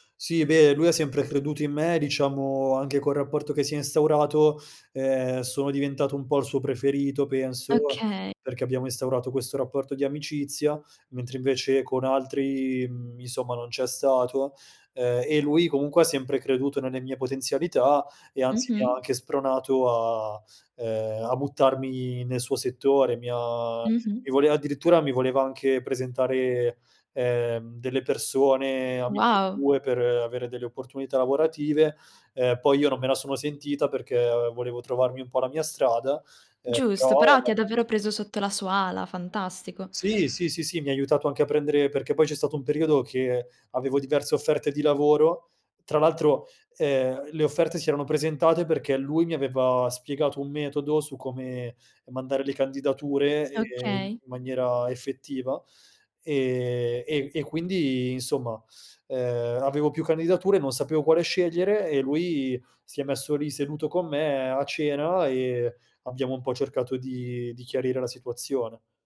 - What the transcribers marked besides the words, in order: none
- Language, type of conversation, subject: Italian, podcast, Quale mentore ha avuto il maggiore impatto sulla tua carriera?